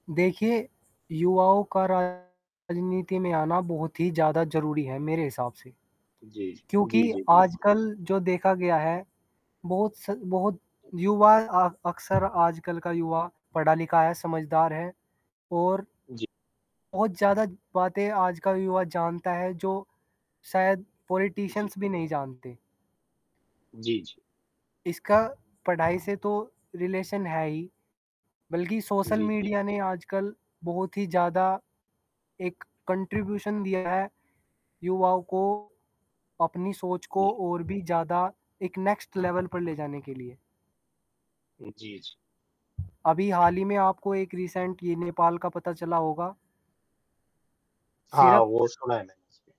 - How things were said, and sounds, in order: static; distorted speech; other background noise; tapping; in English: "पॉलिटिशियंस"; in English: "रिलेशन"; in English: "कॉन्ट्रिब्यूशन"; in English: "नेक्स्ट लेवल"; in English: "रिसेंट"
- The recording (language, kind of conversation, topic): Hindi, unstructured, आपको क्यों लगता है कि युवाओं को राजनीति में शामिल होना चाहिए?
- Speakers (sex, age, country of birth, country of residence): male, 20-24, India, India; male, 25-29, India, India